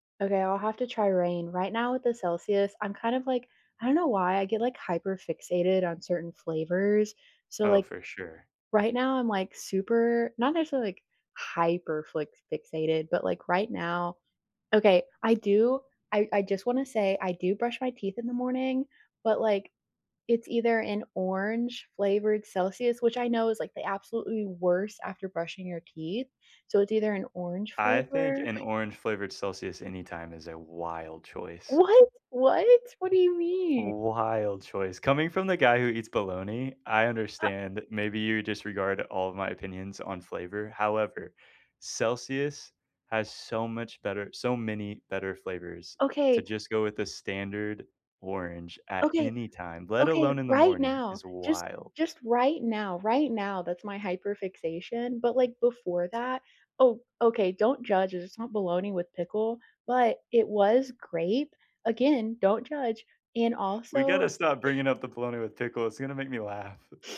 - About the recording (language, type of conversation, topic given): English, unstructured, Which morning rituals help you feel grounded, and how do they shape your day?
- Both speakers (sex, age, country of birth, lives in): male, 30-34, United States, United States; other, 25-29, United States, United States
- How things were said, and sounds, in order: other background noise; stressed: "What?"; stressed: "Wild"; chuckle; chuckle